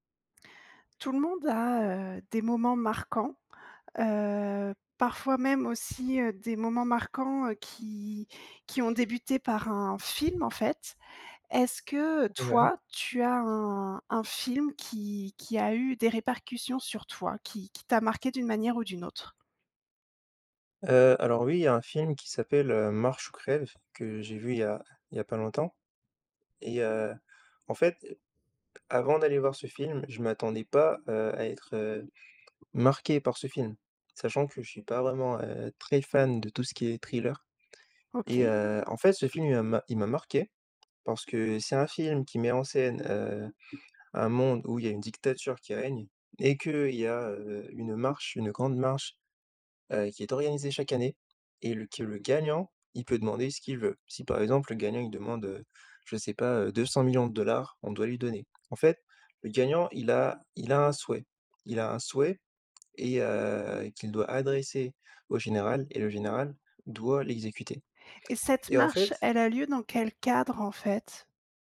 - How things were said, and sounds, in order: other background noise
- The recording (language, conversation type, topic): French, podcast, Peux-tu me parler d’un film qui t’a marqué récemment ?